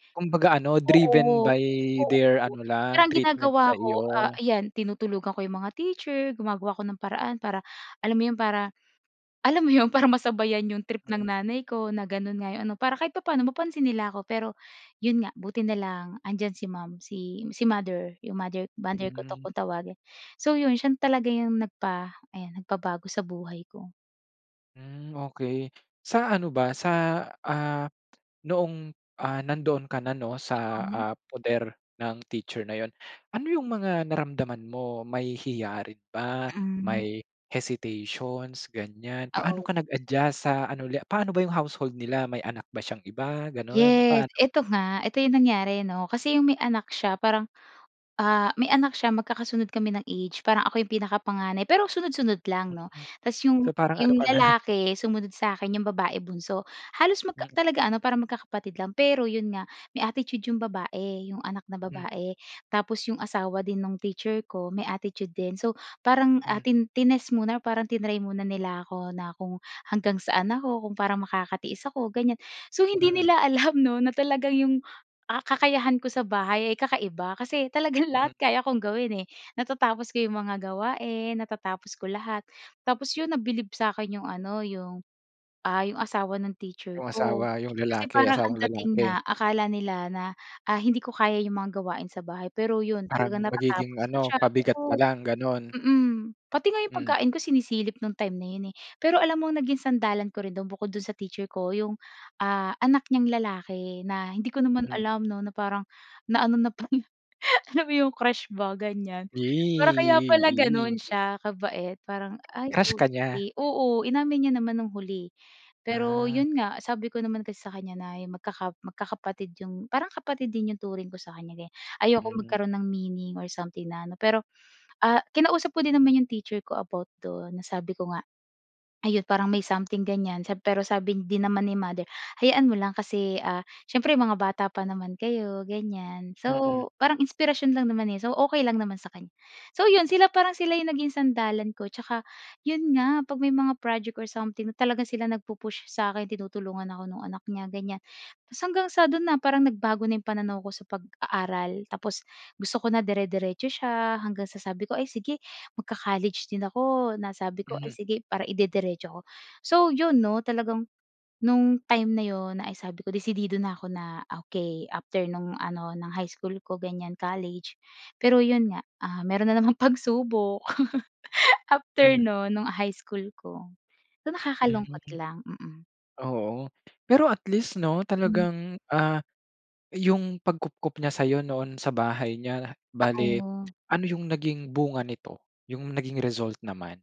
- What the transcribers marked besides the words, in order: tapping; other background noise; chuckle; laughing while speaking: "talagang lahat"; laughing while speaking: "na pala"; chuckle; drawn out: "Yie, yie"; chuckle
- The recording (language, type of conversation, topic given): Filipino, podcast, Sino ang tumulong sa’yo na magbago, at paano niya ito nagawa?